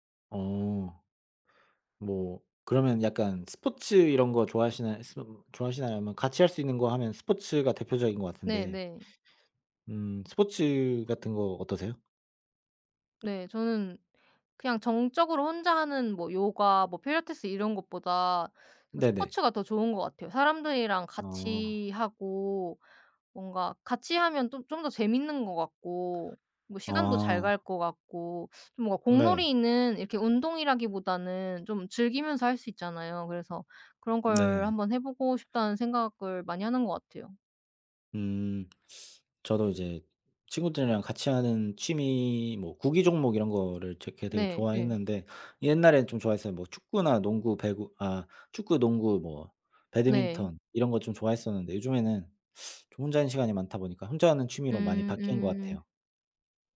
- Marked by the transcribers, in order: other background noise; tapping
- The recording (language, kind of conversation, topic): Korean, unstructured, 기분 전환할 때 추천하고 싶은 취미가 있나요?